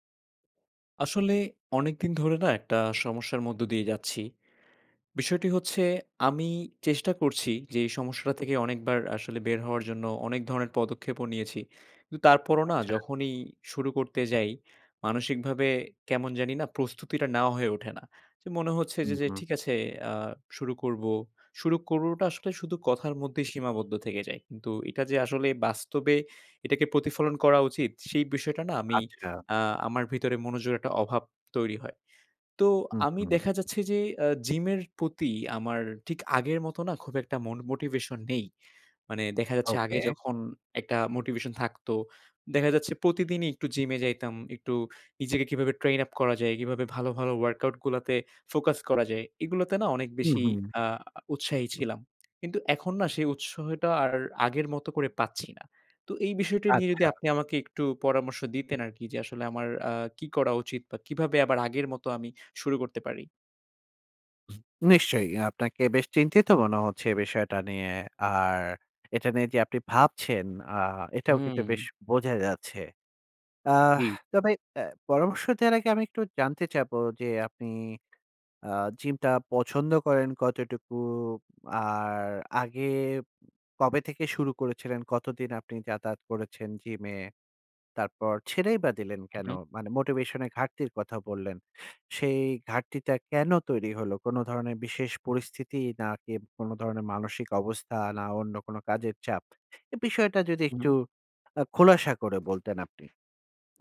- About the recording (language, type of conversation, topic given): Bengali, advice, জিমে যাওয়ার উৎসাহ পাচ্ছি না—আবার কীভাবে আগ্রহ ফিরে পাব?
- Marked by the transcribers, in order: tapping; other background noise; other noise